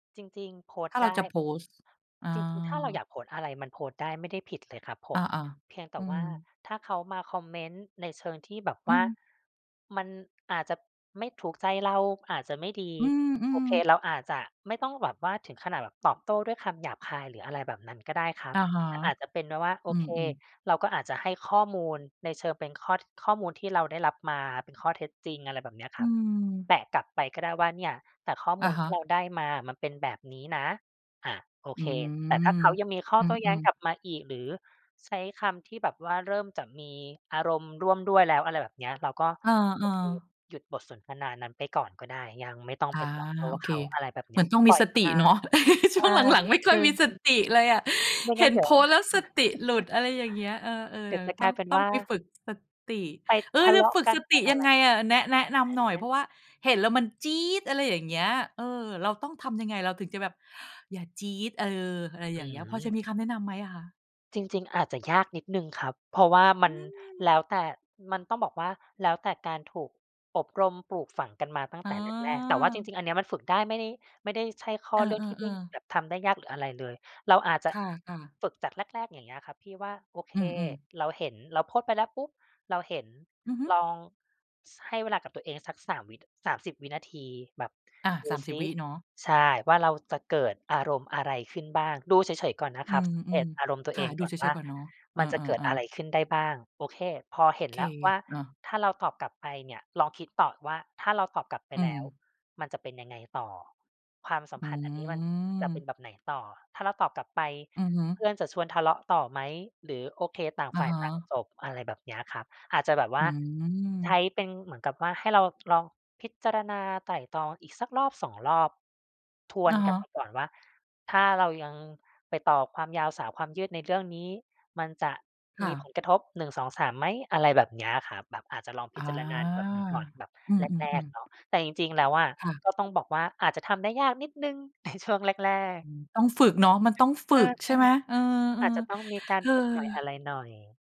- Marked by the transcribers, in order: tapping; laugh; laughing while speaking: "ช่วงหลัง ๆ ไม่ค่อยมีสติเลยอะ"; chuckle; other background noise; drawn out: "อืม"; laughing while speaking: "ใน"; sigh
- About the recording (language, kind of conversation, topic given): Thai, advice, คุณจะจัดการความขัดแย้งกับเพื่อนที่เกิดจากการโพสต์บนสื่อสังคมออนไลน์อย่างไร?